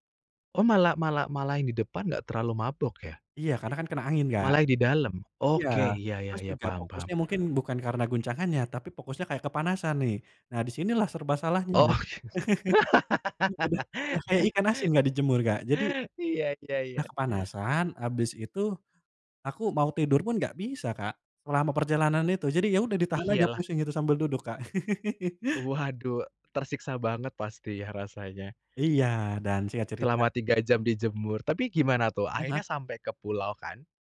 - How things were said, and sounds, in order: laughing while speaking: "Oh"; chuckle; laugh; tapping; laugh
- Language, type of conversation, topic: Indonesian, podcast, Apa pengalaman paling berkesan yang pernah kamu alami saat menjelajahi pulau atau pantai?